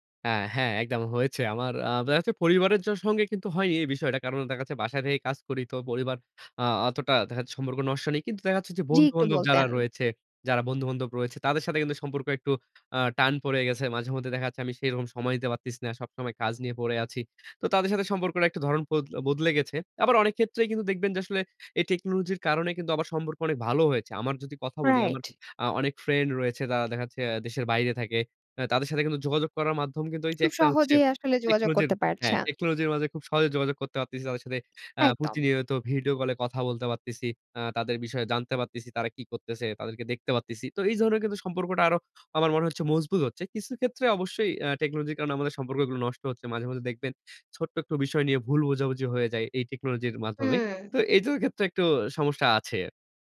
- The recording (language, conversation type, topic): Bengali, podcast, প্রযুক্তি কীভাবে তোমার শেখার ধরন বদলে দিয়েছে?
- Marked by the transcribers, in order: other background noise; tapping